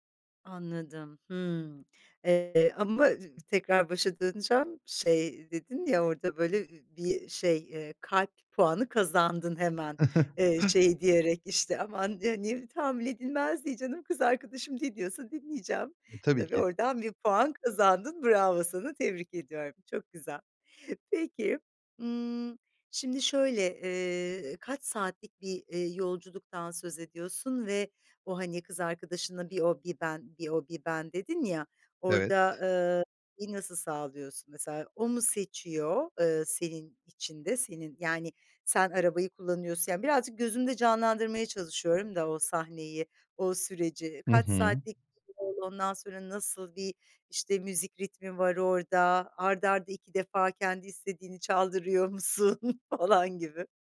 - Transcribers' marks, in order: chuckle; unintelligible speech; unintelligible speech; chuckle
- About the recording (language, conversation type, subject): Turkish, podcast, İki farklı müzik zevkini ortak bir çalma listesinde nasıl dengelersin?